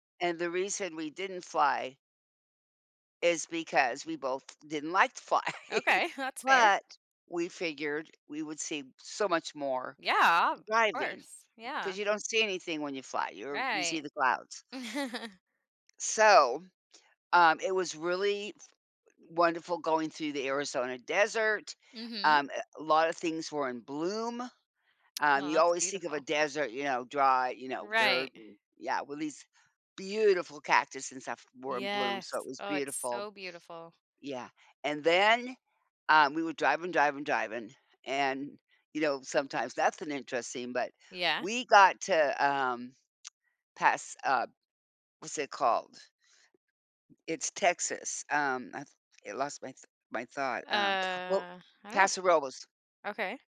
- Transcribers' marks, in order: laughing while speaking: "fly"; chuckle; chuckle; drawn out: "Uh"
- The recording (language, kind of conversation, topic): English, unstructured, What experiences or moments turn an ordinary trip into something unforgettable?